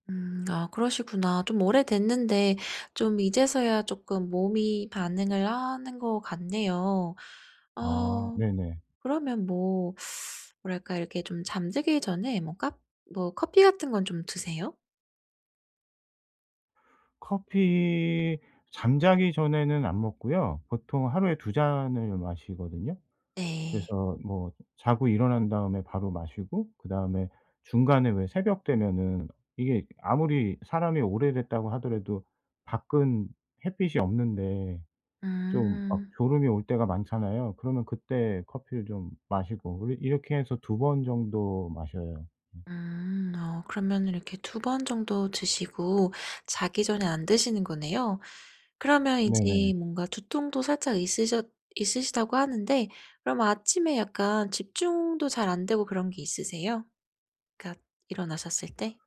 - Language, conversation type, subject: Korean, advice, 충분히 잤는데도 아침에 계속 무기력할 때 어떻게 하면 더 활기차게 일어날 수 있나요?
- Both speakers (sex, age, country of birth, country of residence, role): female, 30-34, South Korea, United States, advisor; male, 45-49, South Korea, South Korea, user
- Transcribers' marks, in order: tapping